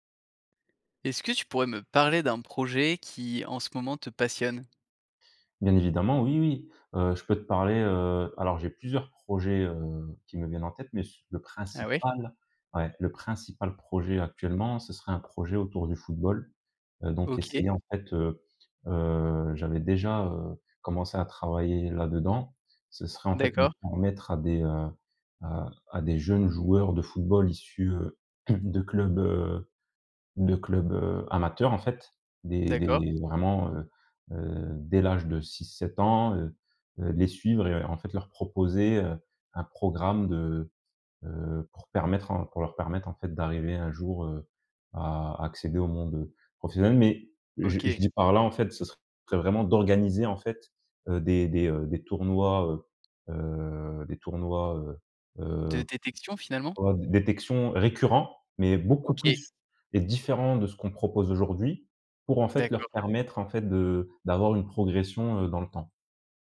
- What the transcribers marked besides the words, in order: stressed: "amateurs"; stressed: "récurrents"
- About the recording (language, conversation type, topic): French, podcast, Peux-tu me parler d’un projet qui te passionne en ce moment ?
- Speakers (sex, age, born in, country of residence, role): male, 25-29, France, France, guest; male, 30-34, France, France, host